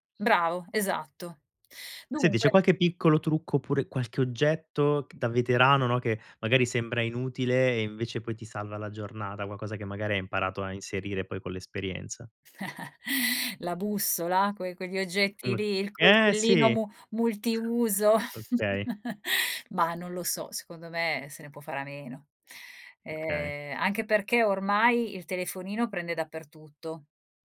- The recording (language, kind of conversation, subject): Italian, podcast, Quali sono i tuoi consigli per preparare lo zaino da trekking?
- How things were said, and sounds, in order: chuckle; chuckle